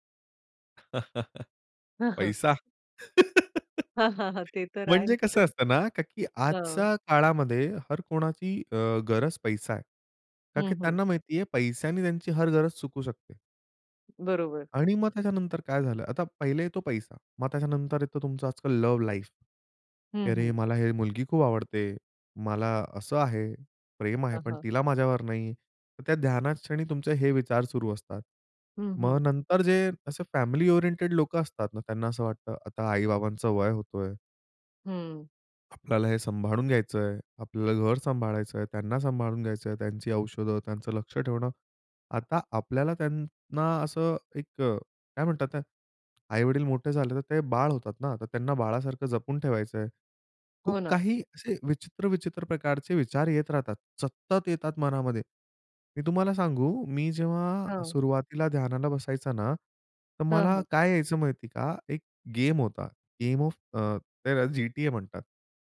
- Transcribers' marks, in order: laugh; giggle; chuckle; in English: "लाईफ"; in English: "ओरिएंटेड"
- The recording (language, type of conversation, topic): Marathi, podcast, ध्यान करताना लक्ष विचलित झाल्यास काय कराल?